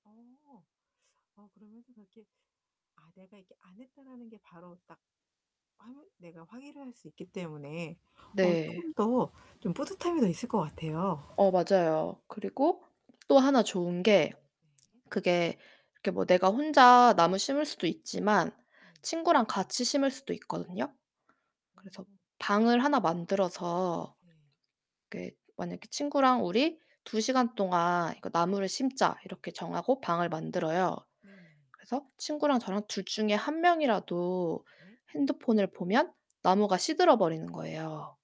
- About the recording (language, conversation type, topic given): Korean, podcast, 밤에 스마트폰 사용을 솔직히 어떻게 관리하시나요?
- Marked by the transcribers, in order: static; other background noise; distorted speech; mechanical hum